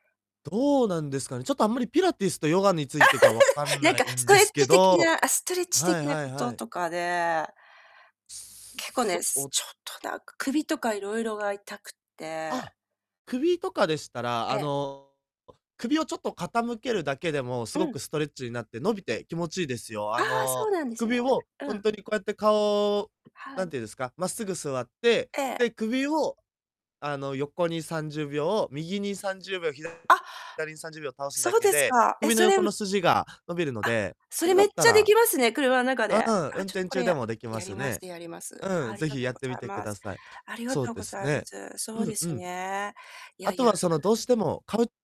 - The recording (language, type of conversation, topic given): Japanese, advice, 運動不足を無理なく解消するにはどうすればよいですか？
- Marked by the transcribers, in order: other background noise; laugh; distorted speech